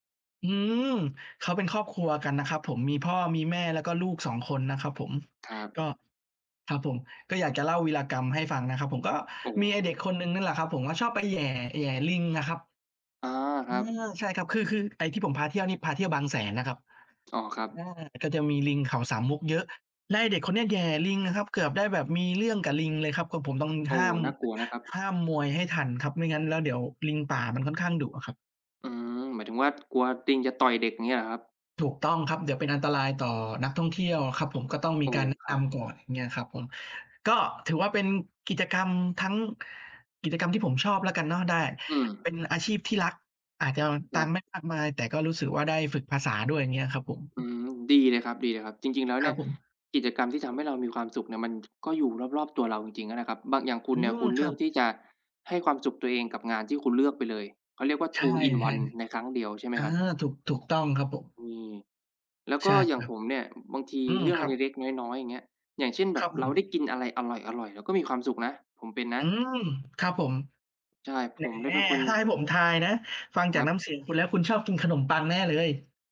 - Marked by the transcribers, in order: other background noise; tapping
- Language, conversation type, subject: Thai, unstructured, คุณชอบทำอะไรเพื่อให้ตัวเองมีความสุข?